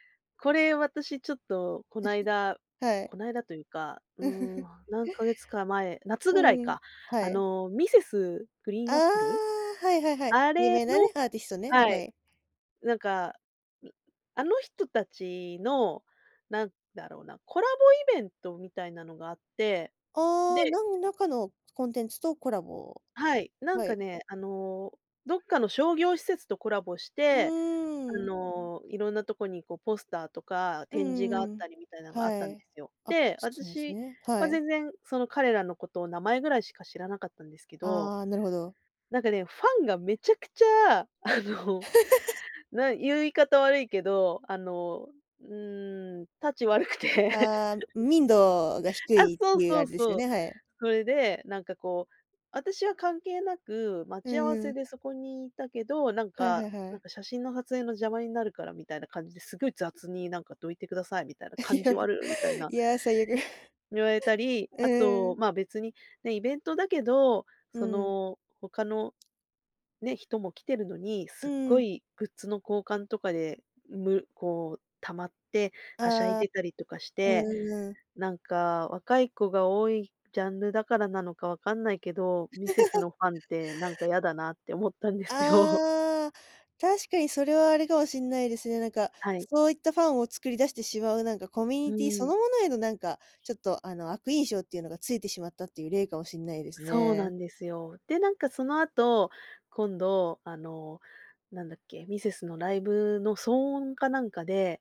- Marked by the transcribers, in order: chuckle; chuckle; other background noise; unintelligible speech; laugh; laughing while speaking: "あの"; laughing while speaking: "質悪くて"; chuckle; laughing while speaking: "いや"; tapping; chuckle
- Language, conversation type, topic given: Japanese, podcast, ファンコミュニティの力、どう捉えていますか？